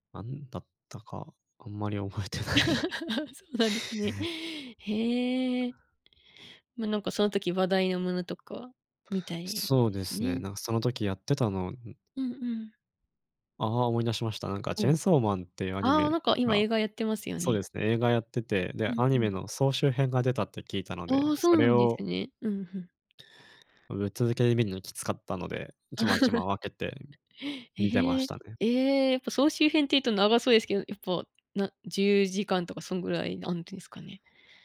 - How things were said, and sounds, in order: chuckle; laughing while speaking: "覚えてない"; chuckle; chuckle
- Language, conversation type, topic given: Japanese, podcast, 家でリラックスするとき、何をしていますか？